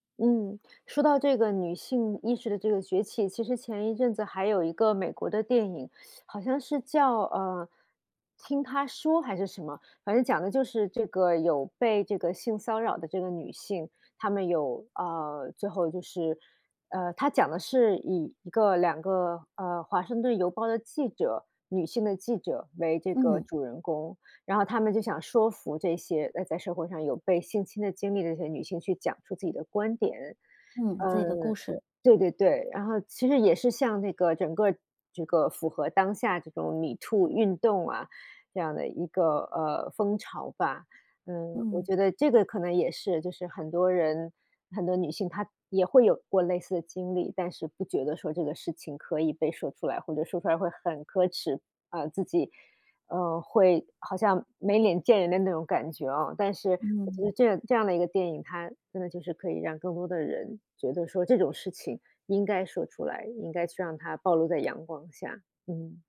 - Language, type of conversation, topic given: Chinese, podcast, 电影能改变社会观念吗？
- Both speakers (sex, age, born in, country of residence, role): female, 30-34, China, United States, guest; female, 45-49, China, United States, host
- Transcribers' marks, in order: teeth sucking; in English: "米兔"; "MeToo" said as "米兔"; other background noise